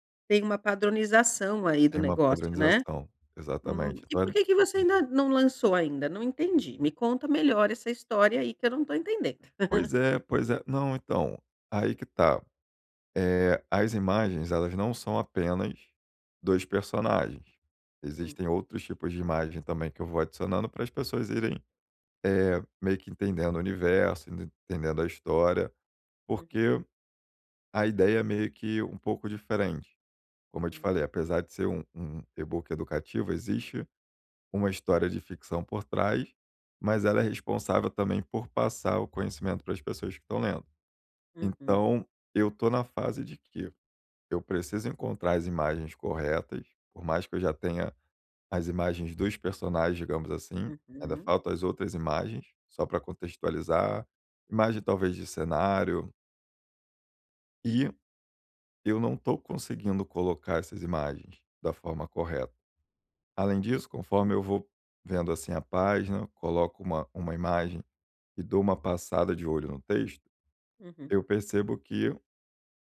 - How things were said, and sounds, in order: laugh; in English: "e-book"
- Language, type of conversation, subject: Portuguese, advice, Como posso finalizar trabalhos antigos sem cair no perfeccionismo?